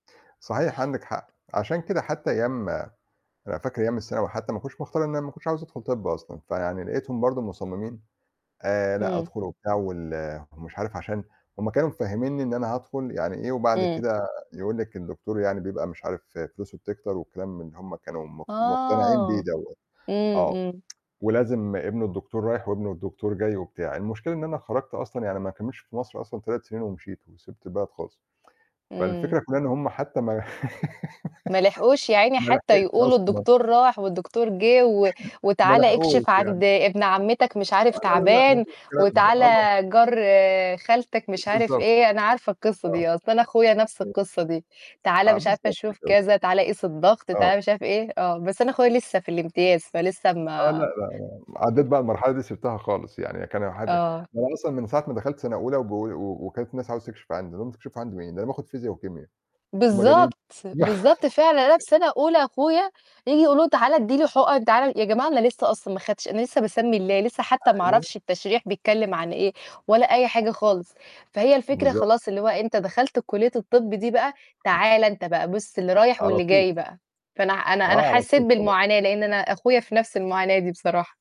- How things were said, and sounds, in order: drawn out: "آه"; tsk; tapping; laugh; laughing while speaking: "ما لحقش أصلًا"; distorted speech; other noise; unintelligible speech; static; chuckle; unintelligible speech
- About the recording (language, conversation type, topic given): Arabic, unstructured, إيه اللي بيخليك مبسوط في يومك الدراسي؟